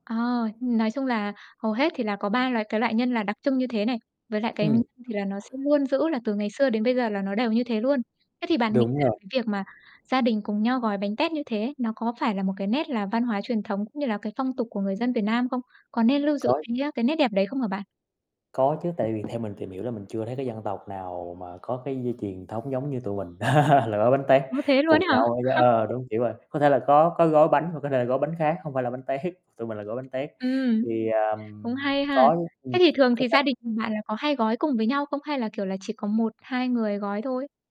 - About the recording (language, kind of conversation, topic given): Vietnamese, podcast, Bạn nghĩ ẩm thực giúp gìn giữ văn hoá như thế nào?
- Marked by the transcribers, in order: tapping; other background noise; distorted speech; static; laugh; chuckle; laughing while speaking: "tét"